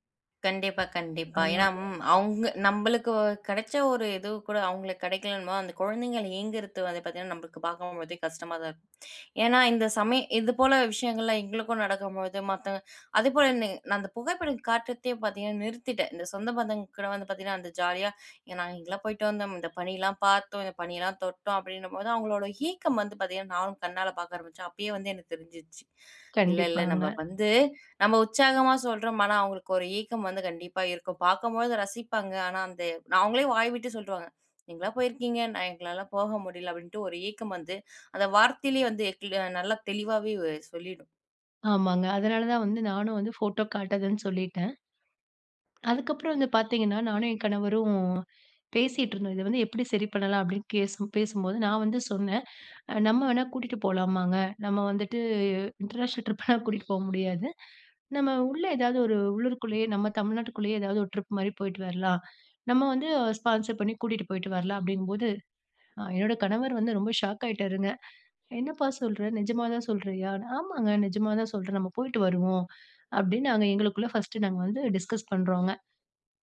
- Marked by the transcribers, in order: tapping; "ஏனா" said as "ஏனாம்"; inhale; inhale; inhale; "ஏக்கம்" said as "ஈக்கம்"; inhale; inhale; inhale; inhale; in English: "இன்டர்நேஷனல் ட்ரிப்லா"; chuckle; inhale; in English: "ட்ரிப்"; in English: "ஸ்பான்சர்"; inhale; inhale; in English: "டிஸ்கஸ்"
- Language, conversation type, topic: Tamil, podcast, மிதமான செலவில் கூட சந்தோஷமாக இருக்க என்னென்ன வழிகள் இருக்கின்றன?